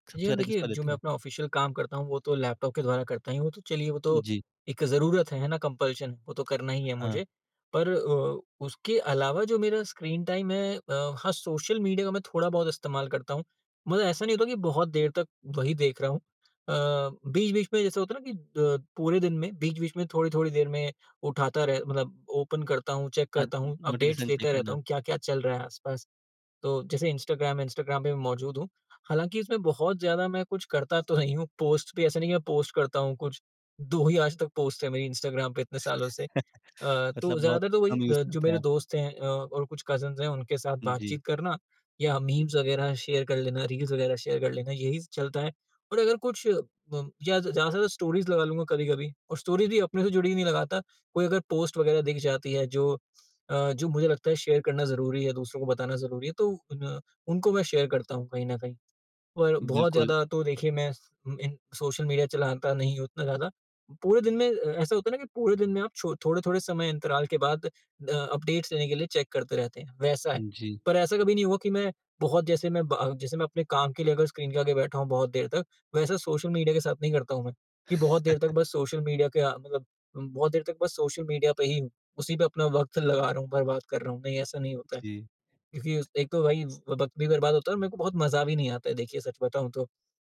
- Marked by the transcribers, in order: in English: "ऑफिशियल"; in English: "कम्पल्शन"; in English: "टाइम"; in English: "ओपन"; in English: "चेक"; in English: "अपडेट्स"; in English: "नोटिफ़िकेशन चेक"; chuckle; in English: "यूज़"; in English: "कज़िन्स"; in English: "अपडेट्स"; in English: "चेक"; chuckle; laughing while speaking: "लगा रहा हूँ"
- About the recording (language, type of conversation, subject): Hindi, podcast, आप दिनभर में अपने फ़ोन पर कितना समय बिताते हैं?